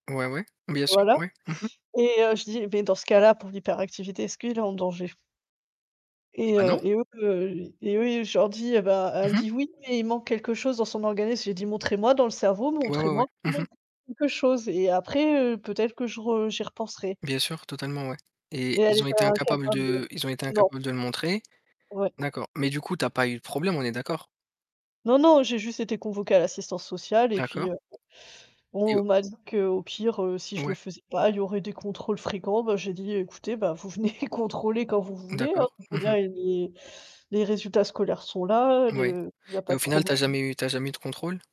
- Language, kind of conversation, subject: French, unstructured, Quelle odeur te ramène immédiatement en arrière ?
- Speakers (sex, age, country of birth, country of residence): female, 30-34, France, Germany; male, 30-34, France, France
- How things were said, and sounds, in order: static; distorted speech; tapping; laughing while speaking: "venez"; other background noise